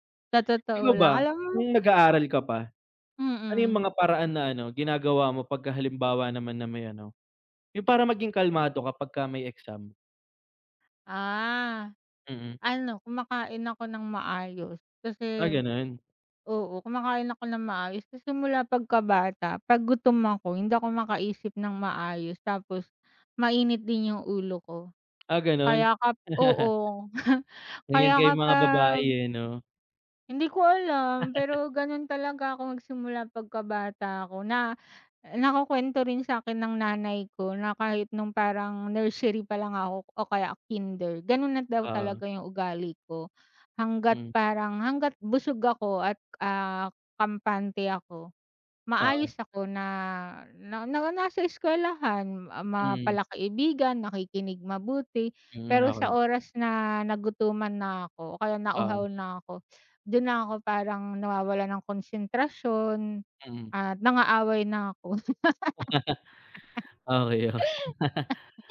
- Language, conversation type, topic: Filipino, unstructured, Paano mo ikinukumpara ang pag-aaral sa internet at ang harapang pag-aaral, at ano ang pinakamahalagang natutuhan mo sa paaralan?
- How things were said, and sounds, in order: chuckle; laugh; chuckle